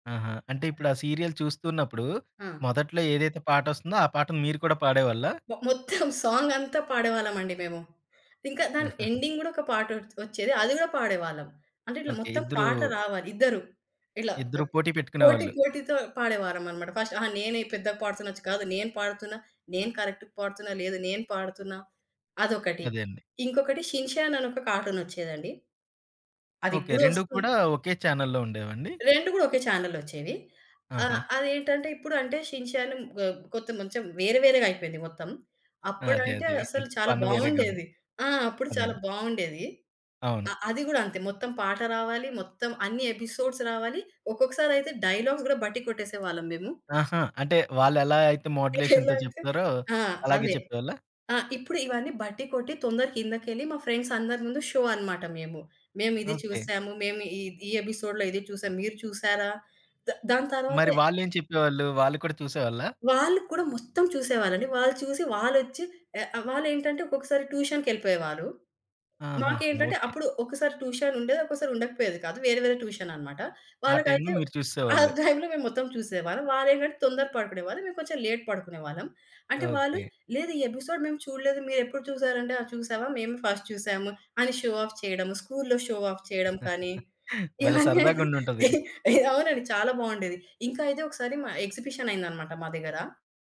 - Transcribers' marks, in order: other background noise; in English: "సీరియల్"; in English: "సాంగ్"; in English: "ఎండింగ్"; giggle; in English: "ఫస్ట్"; in English: "కరెక్ట్‌గా"; in English: "కార్టూన్"; in English: "చానెల్‌లో"; in English: "చానెల్‌లో"; giggle; in English: "ఫన్"; in English: "ఎపిసోడ్స్"; in English: "డైలాగ్స్"; tapping; in English: "మోడ్యులేషన్‌తో"; in English: "ఫ్రెండ్స్"; in English: "షో"; in English: "ఎపిసోడ్‌లో"; in English: "ట్యూషన్‌కెళ్ళిపోయేవారు"; in English: "ట్యూషన్"; in English: "ట్యూషన్"; in English: "లేట్"; in English: "ఎపిసోడ్"; in English: "ఫస్ట్"; in English: "షో ఆఫ్"; chuckle; in English: "షో ఆఫ్"; laughing while speaking: "ఇవన్నీ అయితే ఎహ్ ఎహ్"; giggle; in English: "ఎక్సిబిషన్"
- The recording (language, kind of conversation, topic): Telugu, podcast, చిన్నప్పుడు పాత కార్టూన్లు చూడటం మీకు ఎలాంటి జ్ఞాపకాలను గుర్తు చేస్తుంది?